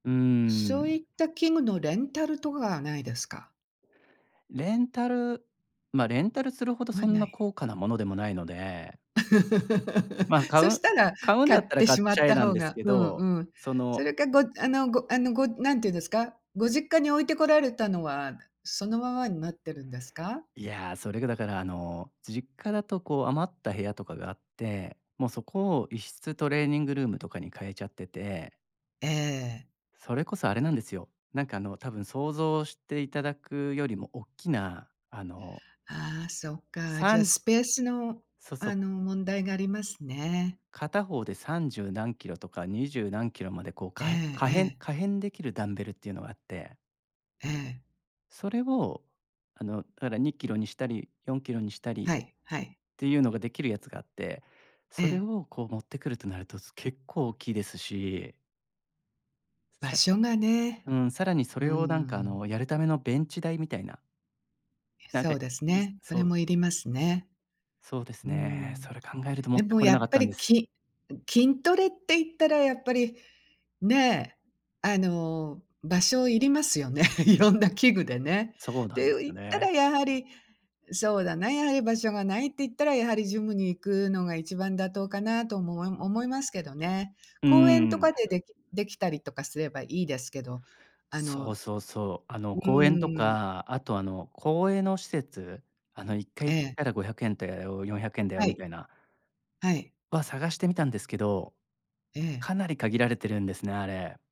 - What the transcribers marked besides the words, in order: other background noise; laugh; tapping; laughing while speaking: "ね。いろんな器具でね"
- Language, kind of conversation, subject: Japanese, advice, ジム費用や器具購入が無駄に感じて迷っているとき、どう判断すればよいですか？